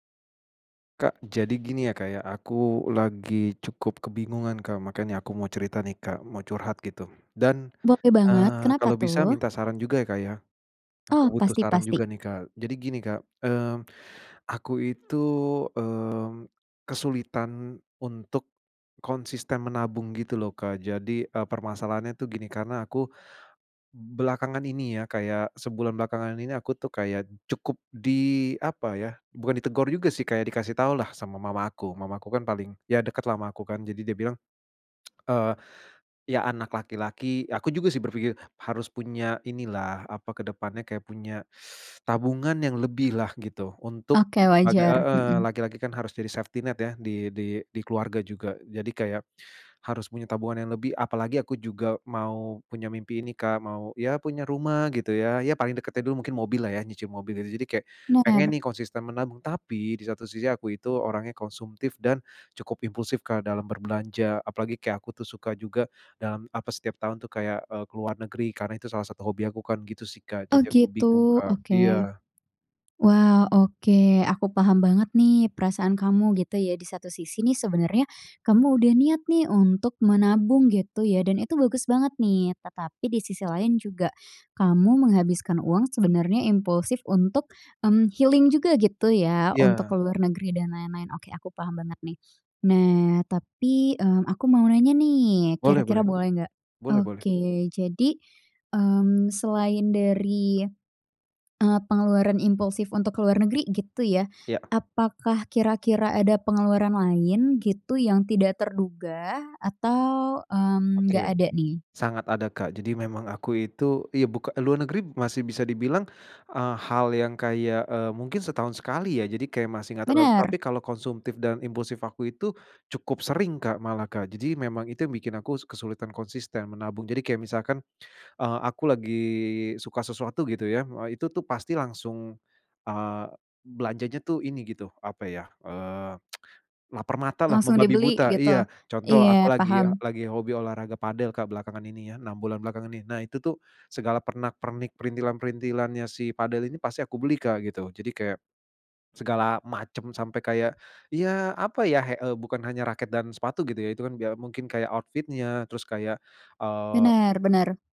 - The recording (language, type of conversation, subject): Indonesian, advice, Mengapa saya kesulitan menabung secara konsisten setiap bulan?
- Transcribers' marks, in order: tapping; tsk; teeth sucking; in English: "safety net"; in English: "healing"; tsk; in English: "outfit-nya"